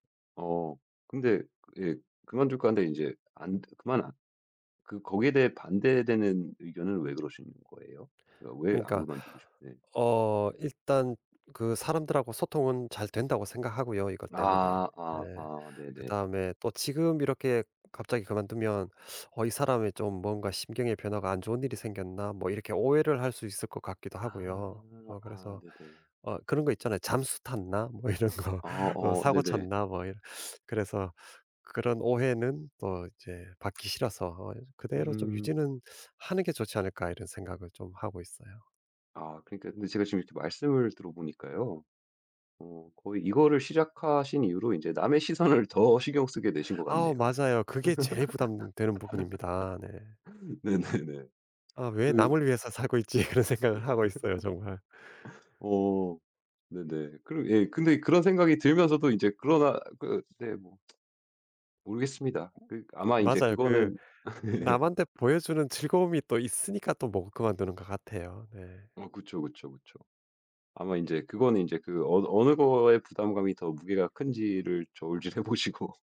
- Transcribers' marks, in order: other background noise; laughing while speaking: "뭐 이런 거"; laughing while speaking: "시선을"; laugh; laughing while speaking: "네네네"; laughing while speaking: "있지. 그런 생각을 하고 있어요 정말"; laugh; tsk; laugh; laughing while speaking: "네네"; laughing while speaking: "저울질해 보시고"
- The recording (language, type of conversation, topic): Korean, advice, SNS에 꾸며진 모습만 올리느라 피곤함을 느끼시나요?